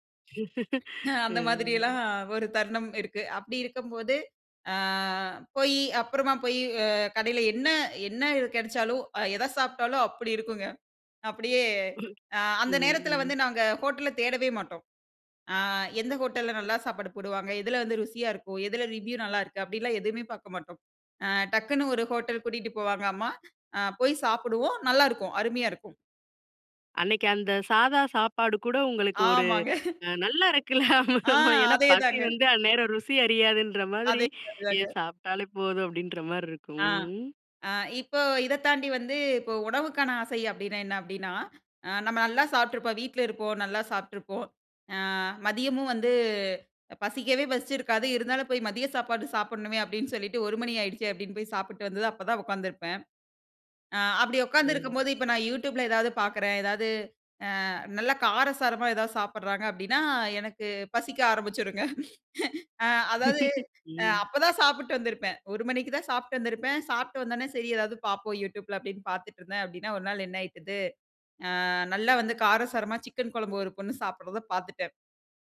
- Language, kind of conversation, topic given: Tamil, podcast, பசியா அல்லது உணவுக்கான ஆசையா என்பதை எப்படி உணர்வது?
- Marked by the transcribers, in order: laugh; other background noise; chuckle; drawn out: "அ"; chuckle; in English: "ரிவ்யூ"; other noise; laughing while speaking: "நல்லா இருக்குல, ஆமா ஆமா"; chuckle; laughing while speaking: "ஆரம்பிச்சிருங்க"; laugh